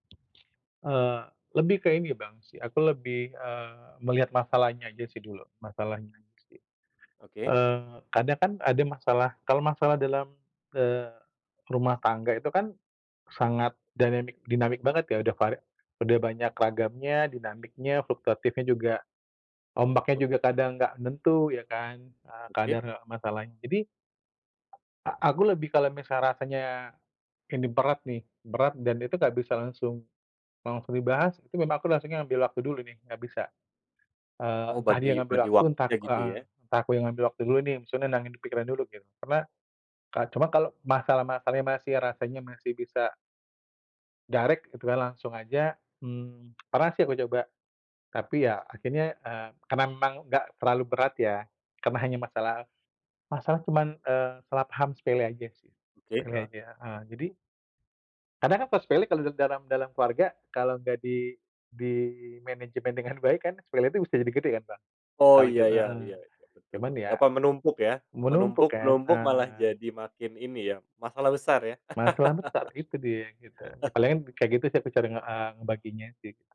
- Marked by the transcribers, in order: other background noise; in English: "dynamic"; in English: "direct"; tapping; chuckle
- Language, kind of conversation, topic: Indonesian, podcast, Bagaimana kamu mengatur ruang bersama dengan pasangan atau teman serumah?